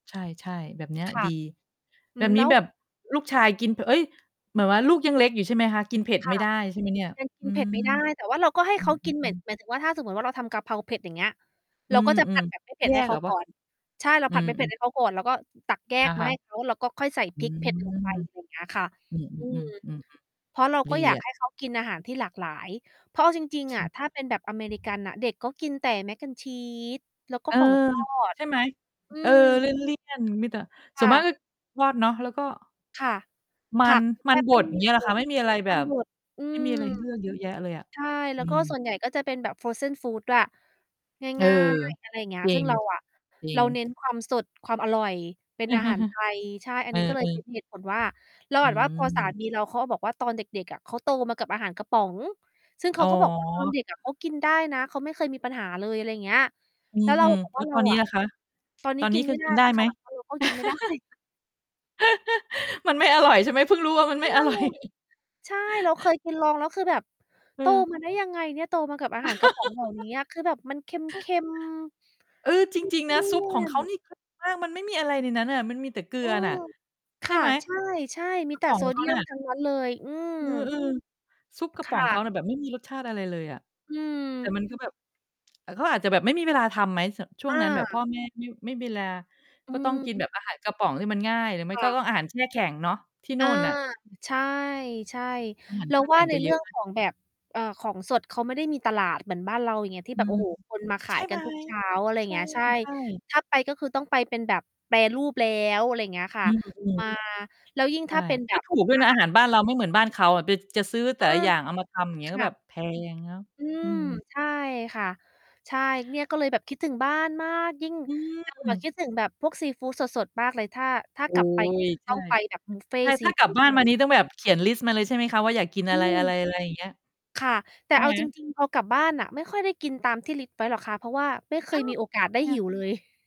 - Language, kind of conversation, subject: Thai, unstructured, อาหารแบบไหนที่ทำให้คุณคิดถึงบ้านมากที่สุด?
- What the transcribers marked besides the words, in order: distorted speech; tapping; in English: "frozen food"; chuckle; laughing while speaking: "ไม่ได้"; laugh; laughing while speaking: "มันไม่อร่อย"; other background noise; laugh; other noise; "ลิสต์" said as "ลิก"